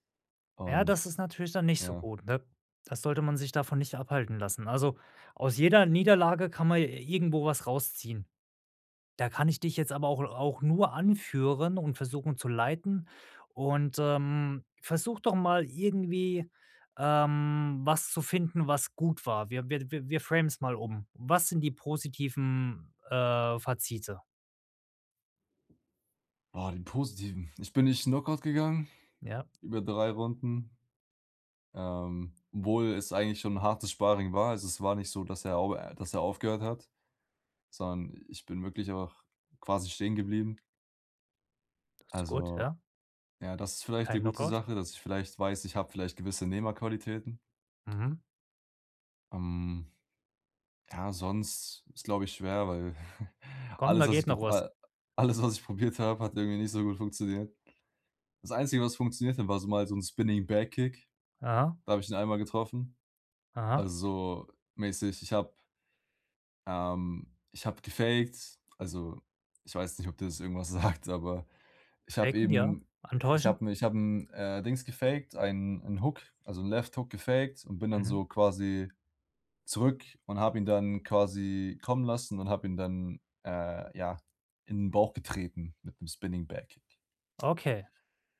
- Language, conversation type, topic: German, advice, Wie kann ich nach einem Rückschlag meine Motivation wiederfinden?
- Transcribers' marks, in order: in English: "framen"; other background noise; chuckle; in English: "Spinning-Back-Kick"; laughing while speaking: "sagt"; in English: "Hook"; in English: "Left Hook"; in English: "Spinning-Back-Kick"